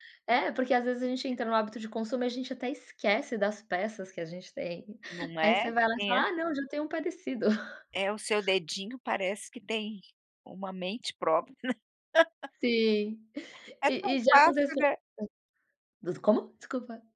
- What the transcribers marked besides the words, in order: other background noise; chuckle; tapping; laugh
- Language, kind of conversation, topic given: Portuguese, podcast, Como você define um dia perfeito de descanso em casa?